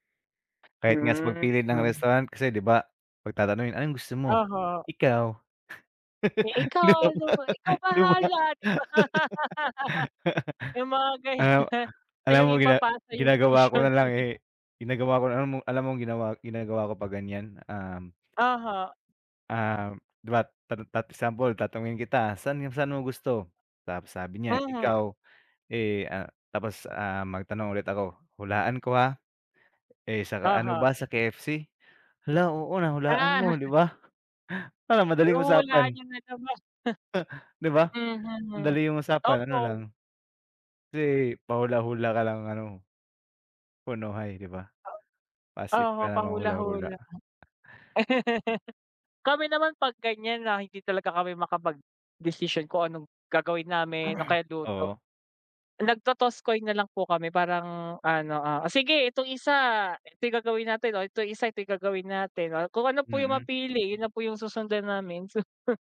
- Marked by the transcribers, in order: tapping; put-on voice: "Ikaw?"; laugh; laughing while speaking: "Di ba?"; laughing while speaking: "di ba"; laughing while speaking: "ganyan"; chuckle; chuckle; laugh; chuckle; laugh; throat clearing; chuckle
- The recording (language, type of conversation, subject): Filipino, unstructured, Paano mo pinaplano na gawing masaya ang isang simpleng katapusan ng linggo?